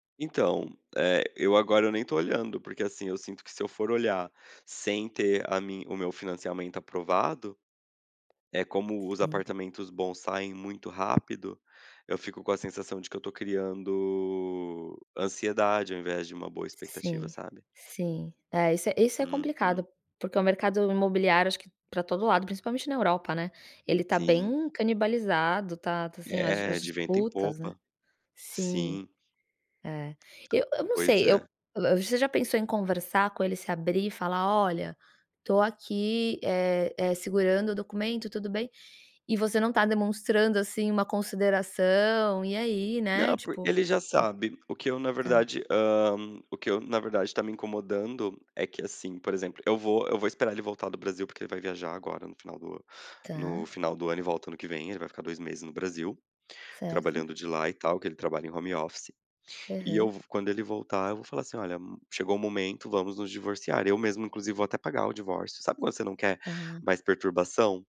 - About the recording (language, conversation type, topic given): Portuguese, advice, Como lidar com o perfeccionismo que impede você de terminar projetos?
- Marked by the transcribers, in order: tapping; other noise